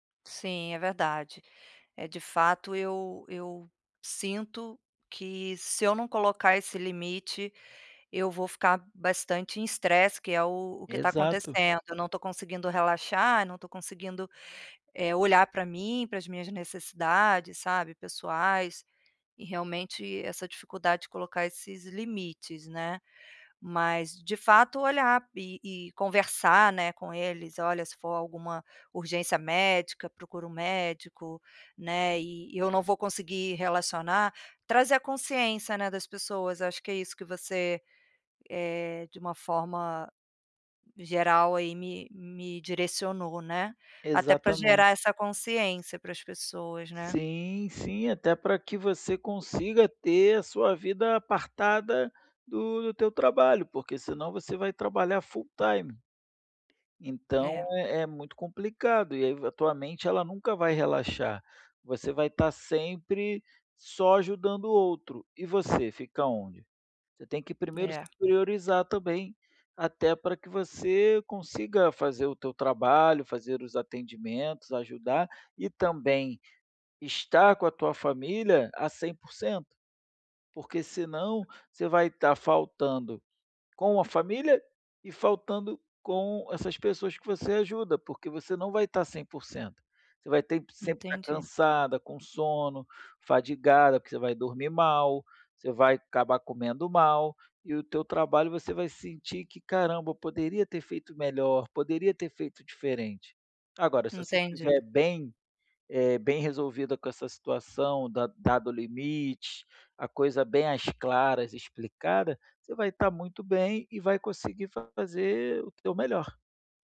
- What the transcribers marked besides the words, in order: tapping; in English: "full time"; other background noise
- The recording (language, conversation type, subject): Portuguese, advice, Como posso priorizar meus próprios interesses quando minha família espera outra coisa?